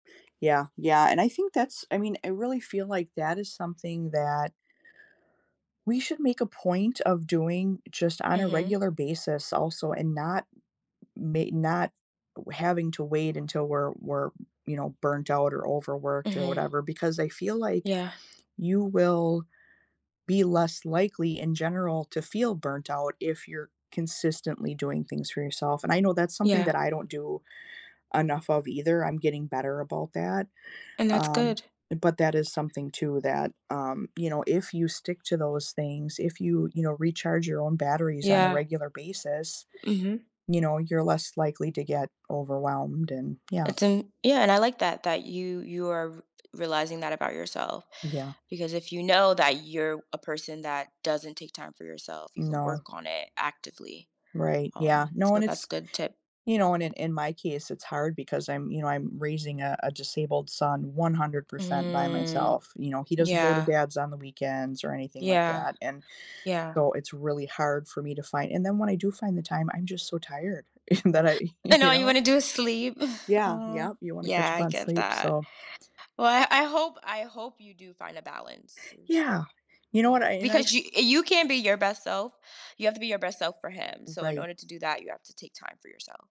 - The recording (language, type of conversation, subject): English, unstructured, How do you balance helping others and taking care of yourself?
- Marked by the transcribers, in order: other background noise; tapping; drawn out: "Mhm"; chuckle; laughing while speaking: "That I"; chuckle